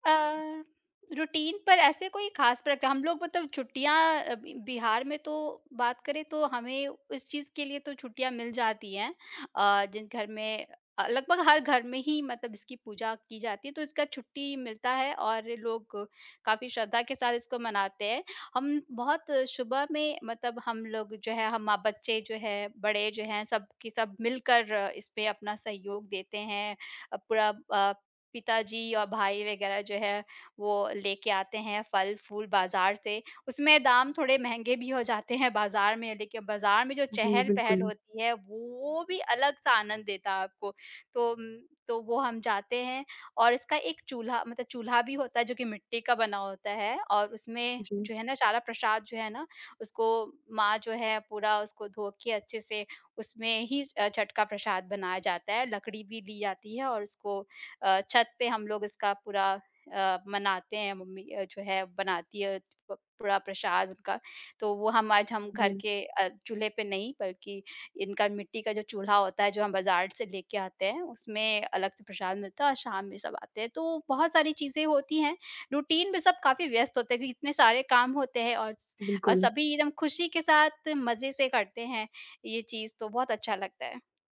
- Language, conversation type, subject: Hindi, podcast, बचपन में आपके घर की कौन‑सी परंपरा का नाम आते ही आपको तुरंत याद आ जाती है?
- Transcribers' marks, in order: in English: "रूटीन"; in English: "रूटीन"